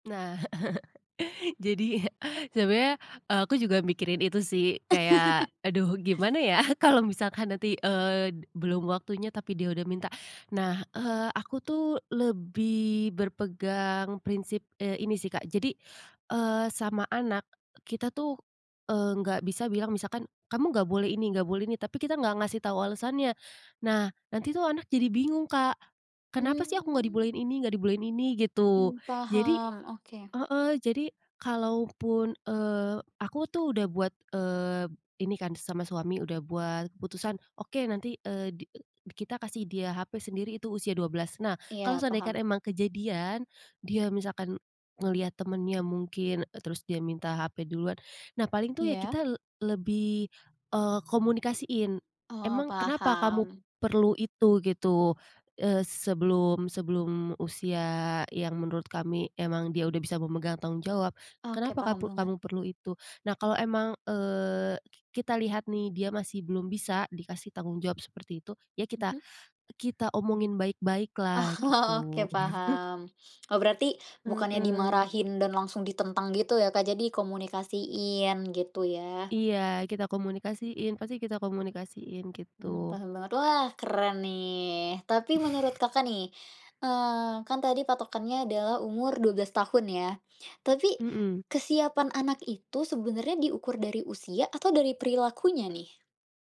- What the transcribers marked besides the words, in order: laugh; chuckle; laugh; laughing while speaking: "kalau"; drawn out: "Mmm"; laughing while speaking: "Oh"; tapping
- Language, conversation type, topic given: Indonesian, podcast, Menurut Anda, kapan waktu yang tepat untuk memberikan ponsel kepada anak?